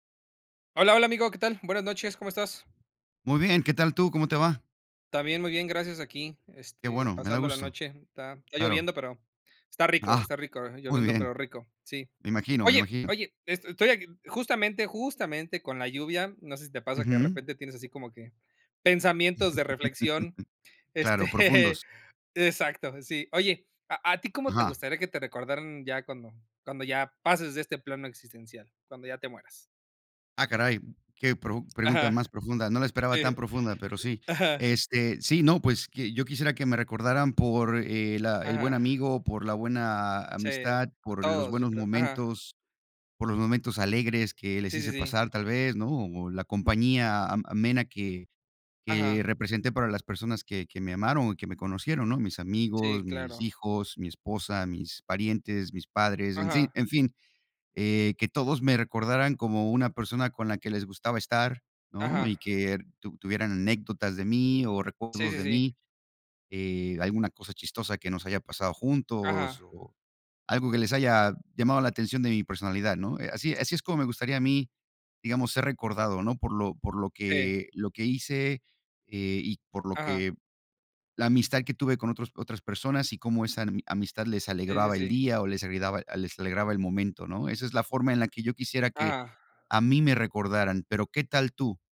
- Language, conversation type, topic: Spanish, unstructured, ¿Cómo te gustaría que te recordaran después de morir?
- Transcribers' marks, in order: chuckle; laughing while speaking: "este"; laughing while speaking: "Sí"; tapping